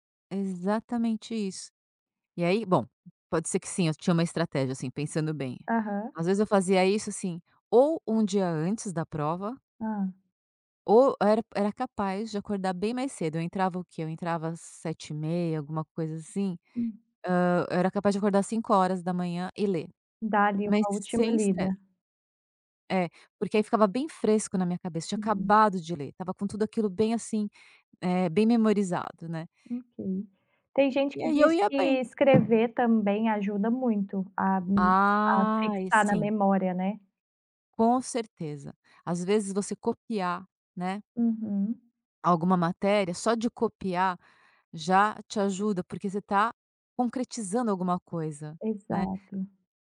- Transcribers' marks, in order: tapping; other background noise; drawn out: "Ai"
- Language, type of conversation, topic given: Portuguese, podcast, Como você mantém equilíbrio entre aprender e descansar?